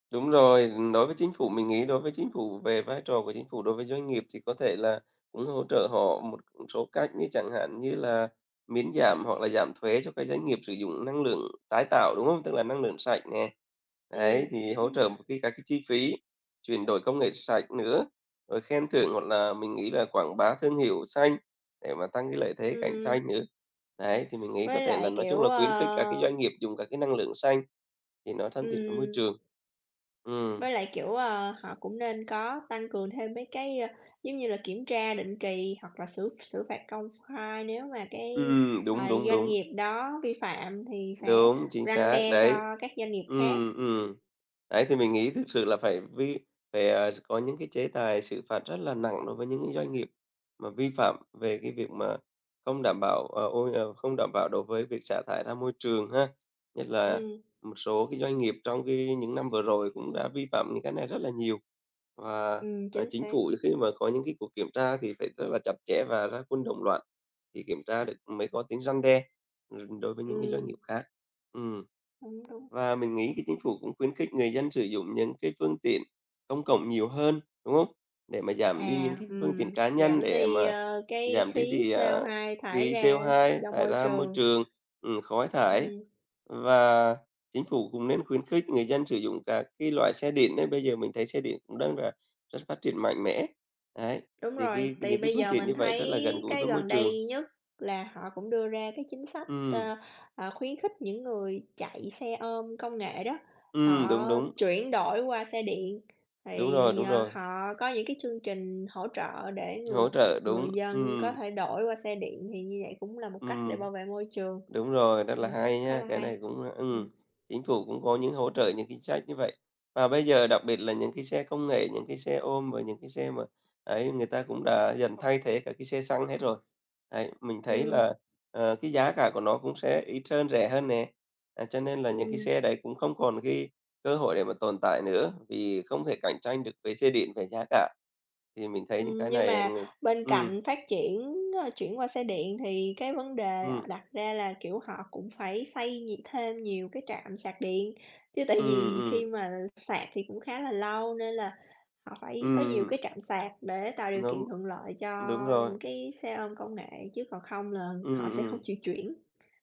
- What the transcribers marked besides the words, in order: other background noise; tapping
- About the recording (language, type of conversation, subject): Vietnamese, unstructured, Chính phủ nên ưu tiên giải quyết các vấn đề môi trường như thế nào?